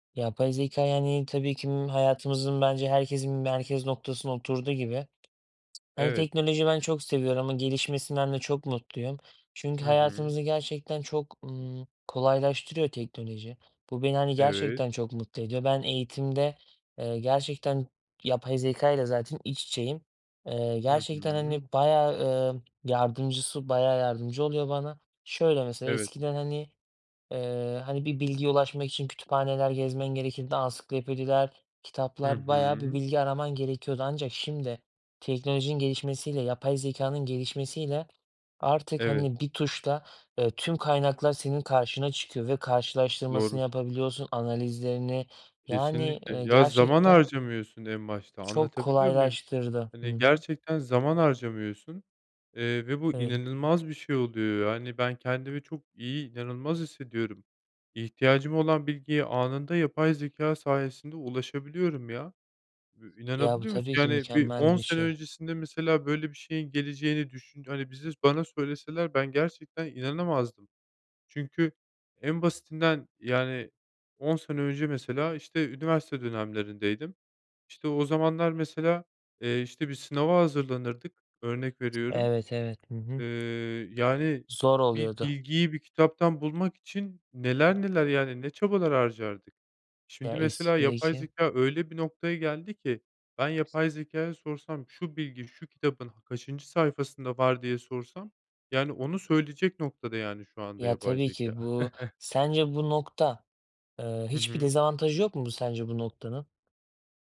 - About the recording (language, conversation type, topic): Turkish, unstructured, Teknoloji öğrenmeyi daha eğlenceli hâle getiriyor mu?
- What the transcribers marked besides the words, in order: tapping; other background noise; giggle